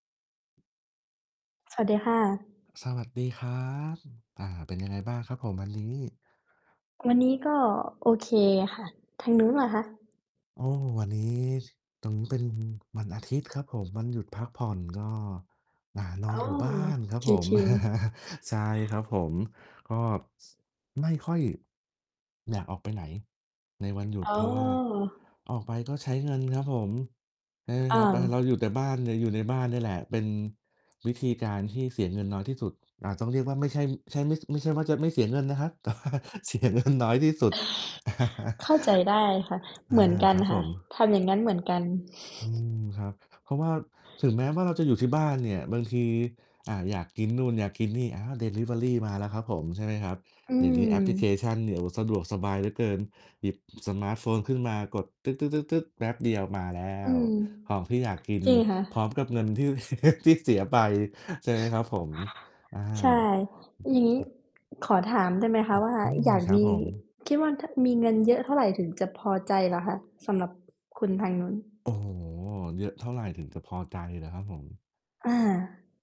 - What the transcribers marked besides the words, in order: distorted speech; other background noise; chuckle; laughing while speaking: "แต่ว่าเสียเงิน"; other noise; chuckle; chuckle; laughing while speaking: "ที่เสีย"
- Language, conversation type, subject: Thai, unstructured, ทำไมบางคนถึงมีเงินมากแต่ยังรู้สึกไม่พอใจ?